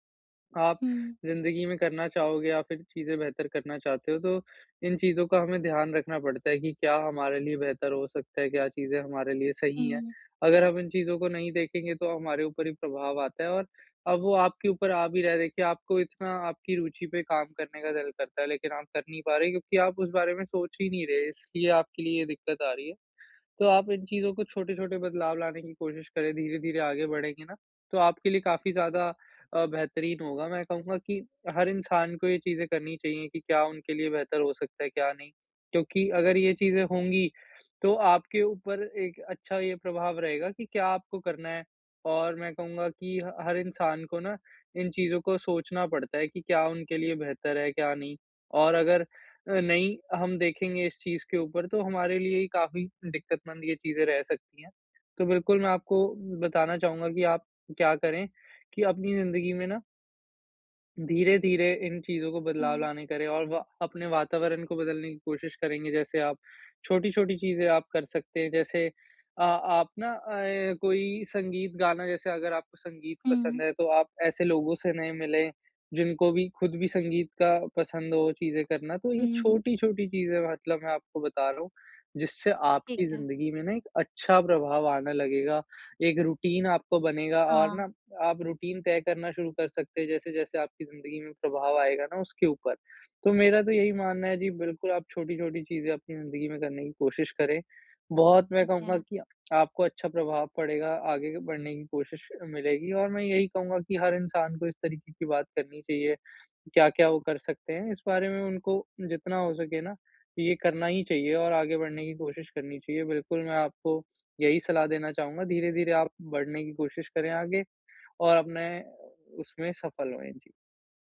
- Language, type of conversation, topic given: Hindi, advice, रोज़मर्रा की दिनचर्या में बदलाव करके नए विचार कैसे उत्पन्न कर सकता/सकती हूँ?
- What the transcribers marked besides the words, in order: in English: "रूटीन"; in English: "रूटीन"